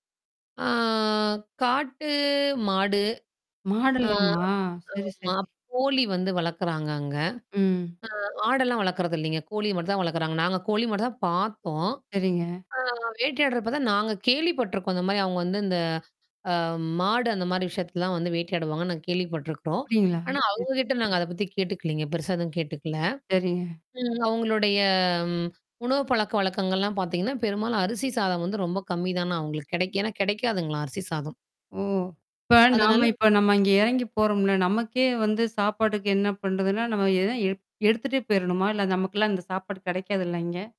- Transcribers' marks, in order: drawn out: "ஆ காட்டு"; distorted speech; other background noise; static; drawn out: "அவங்களுடைய"
- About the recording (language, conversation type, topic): Tamil, podcast, நீங்கள் இயற்கையுடன் முதல் முறையாக தொடர்பு கொண்ட நினைவு என்ன?